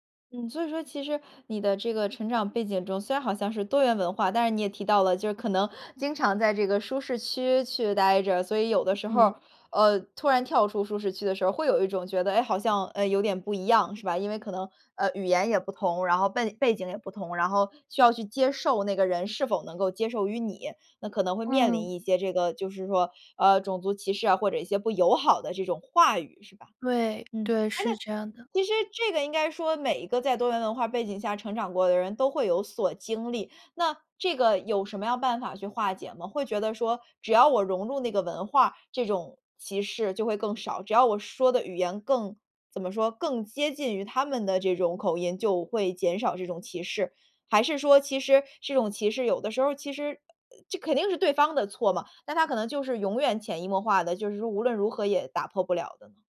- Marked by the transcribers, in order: other background noise
- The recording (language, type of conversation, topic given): Chinese, podcast, 你能分享一下你的多元文化成长经历吗？